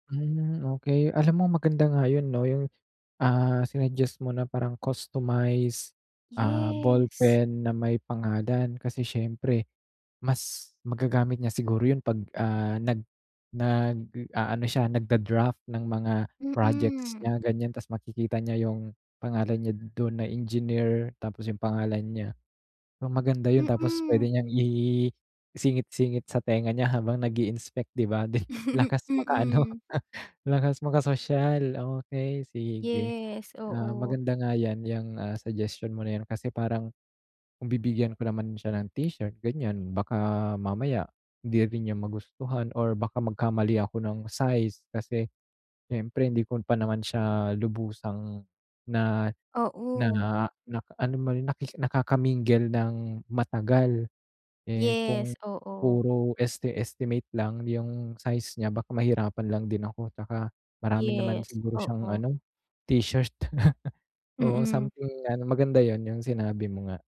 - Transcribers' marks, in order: chuckle; laughing while speaking: "Lakas maka ano"; laugh
- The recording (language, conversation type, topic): Filipino, advice, Paano ako pipili ng regalong tiyak na magugustuhan?